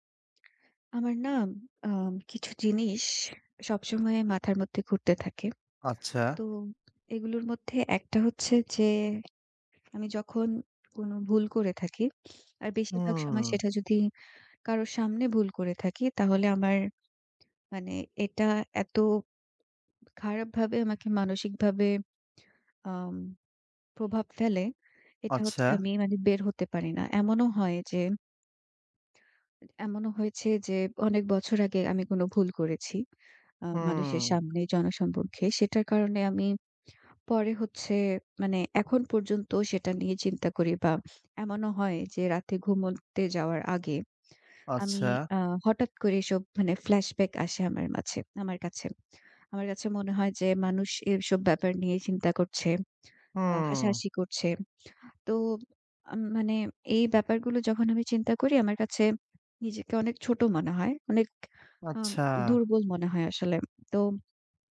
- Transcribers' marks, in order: tapping; other background noise
- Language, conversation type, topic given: Bengali, advice, জনসমক্ষে ভুল করার পর তীব্র সমালোচনা সহ্য করে কীভাবে মানসিক শান্তি ফিরিয়ে আনতে পারি?